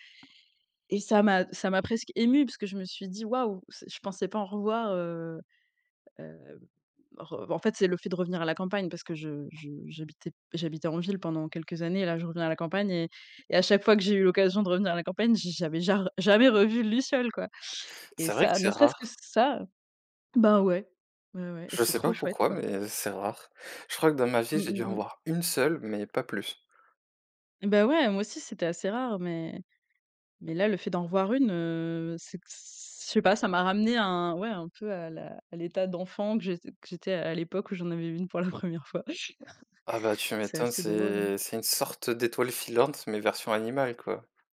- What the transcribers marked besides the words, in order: tapping; chuckle
- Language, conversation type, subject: French, unstructured, Quel est ton souvenir préféré lié à la nature ?